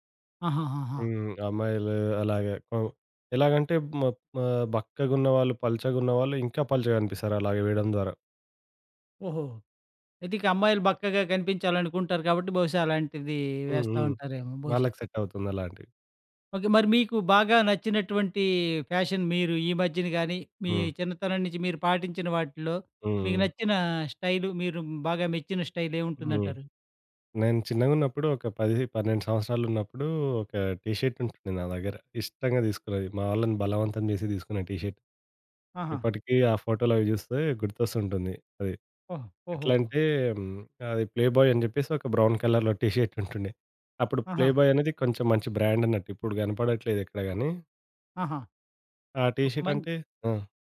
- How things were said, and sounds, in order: in English: "సెట్"; in English: "ఫ్యాషన్"; in English: "స్టైల్"; in English: "టీ షర్ట్"; in English: "టీ షర్ట్"; in English: "ప్లే బాయ్"; in English: "బ్రౌన్ కలర్‌లో టీ షర్ట్"; in English: "ప్లే బాయ్"; in English: "బ్రాండ్"; in English: "టీ షర్ట్"
- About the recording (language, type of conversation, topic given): Telugu, podcast, నీ స్టైల్‌కు ప్రధానంగా ఎవరు ప్రేరణ ఇస్తారు?